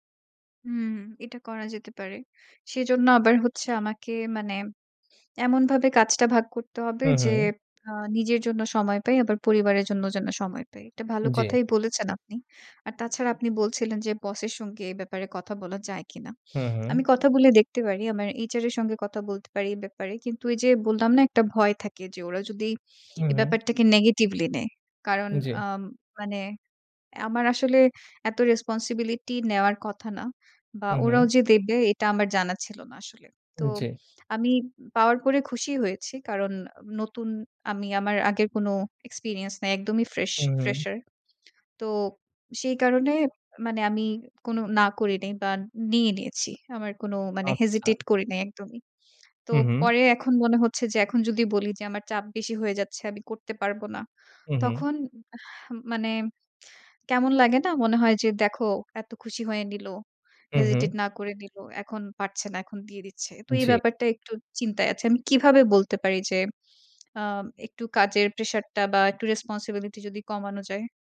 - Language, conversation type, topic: Bengali, advice, পরিবার ও কাজের ভারসাম্য নষ্ট হওয়ার ফলে আপনার মানসিক চাপ কীভাবে বেড়েছে?
- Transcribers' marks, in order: horn; in English: "HR"; in English: "negatively"; in English: "responsibility"; in English: "experience"; in English: "fresher"; in English: "hesitate"; in English: "hesitate"; angry: "আমি কিভাবে বলতে পারি"; in English: "রেসপন্সিবিলিটি"